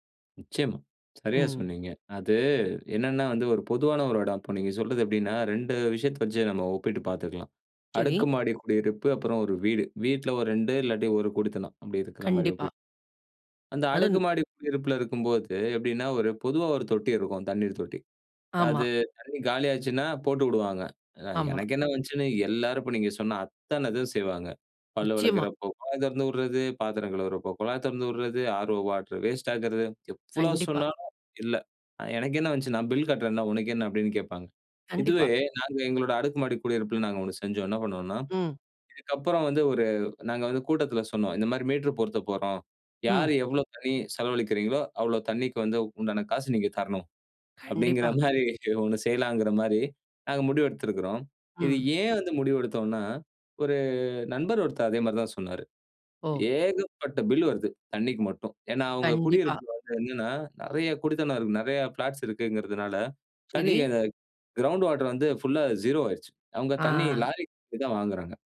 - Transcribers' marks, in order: tapping
- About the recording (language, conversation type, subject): Tamil, podcast, நாம் எல்லோரும் நீரை எப்படி மிச்சப்படுத்தலாம்?